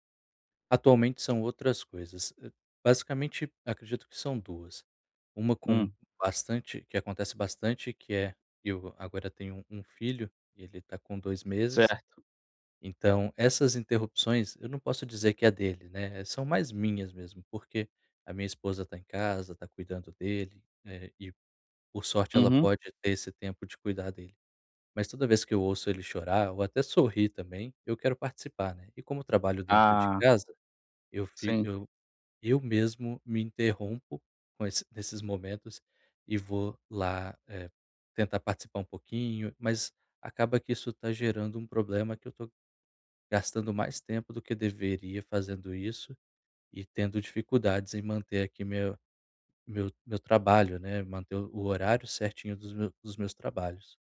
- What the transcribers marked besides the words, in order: none
- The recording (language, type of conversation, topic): Portuguese, advice, Como posso evitar interrupções durante o trabalho?